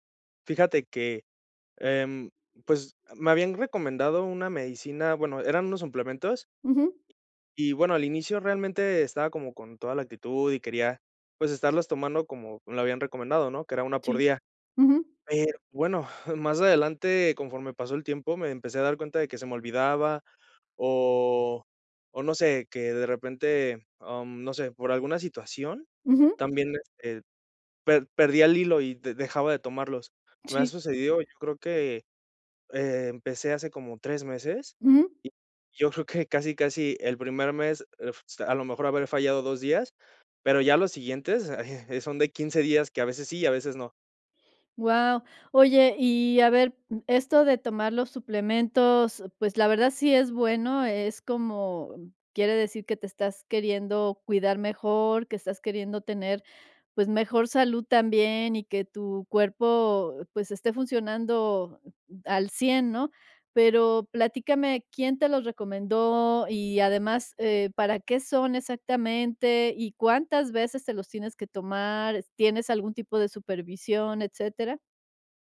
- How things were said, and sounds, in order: tapping; laughing while speaking: "yo creo"
- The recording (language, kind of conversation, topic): Spanish, advice, ¿Cómo puedo evitar olvidar tomar mis medicamentos o suplementos con regularidad?